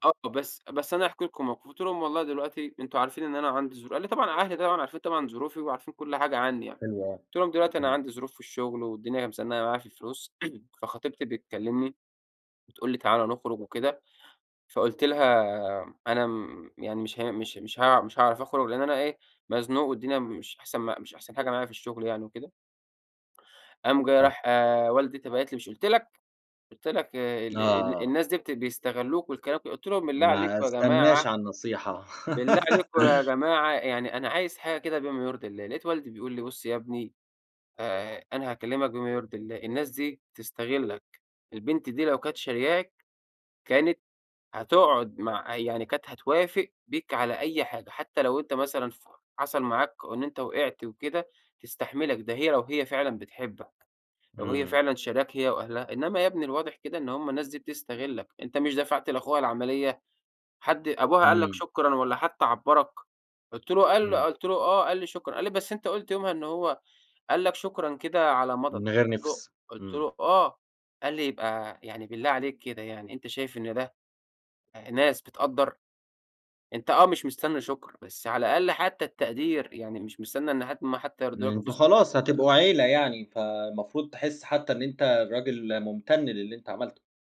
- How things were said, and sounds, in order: throat clearing; other background noise; laugh; background speech; unintelligible speech
- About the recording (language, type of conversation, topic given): Arabic, podcast, إزاي تقدر تبتدي صفحة جديدة بعد تجربة اجتماعية وجعتك؟